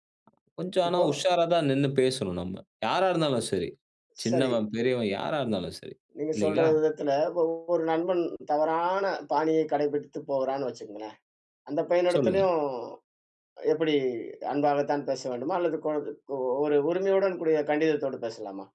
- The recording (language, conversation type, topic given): Tamil, podcast, நண்பர்களின் பார்வை உங்கள் பாணியை மாற்றுமா?
- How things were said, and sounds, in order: other noise